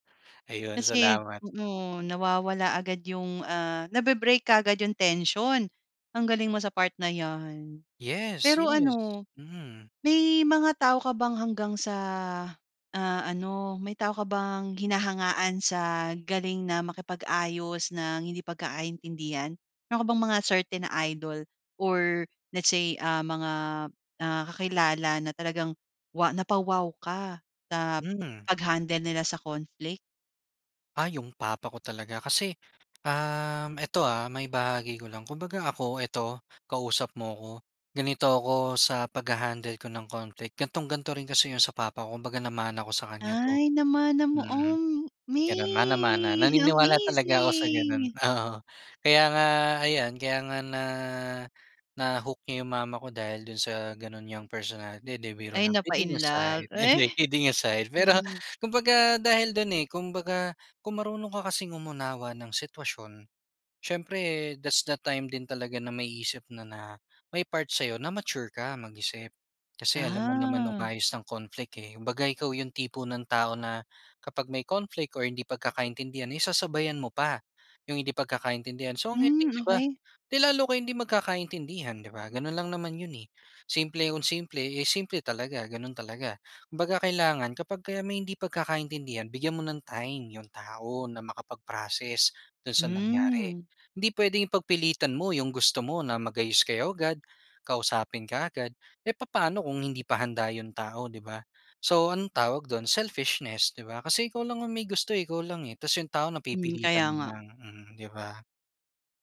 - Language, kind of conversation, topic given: Filipino, podcast, Paano mo hinaharap ang hindi pagkakaintindihan?
- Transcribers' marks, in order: in English: "tension"; in English: "certain na idol or let's say"; in English: "conflict?"; other noise; in English: "kidding aside"; laughing while speaking: "'di, hindi, kidding aside. Pero"; in English: "kidding aside"; in English: "that's the time"; in English: "makapag-process"